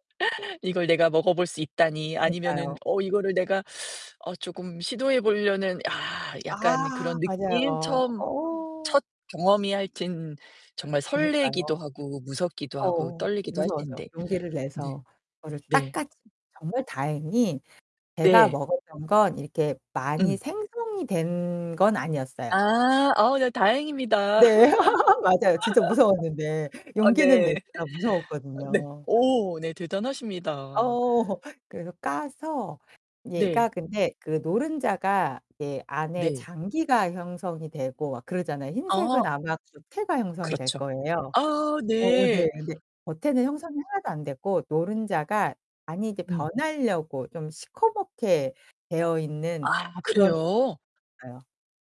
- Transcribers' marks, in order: put-on voice: "이걸 내가 먹어볼 수 있다니 … 약간 그런 느낌?"; distorted speech; teeth sucking; other background noise; drawn out: "아"; laugh; giggle; laugh
- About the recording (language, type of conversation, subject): Korean, podcast, 가장 인상 깊었던 현지 음식은 뭐였어요?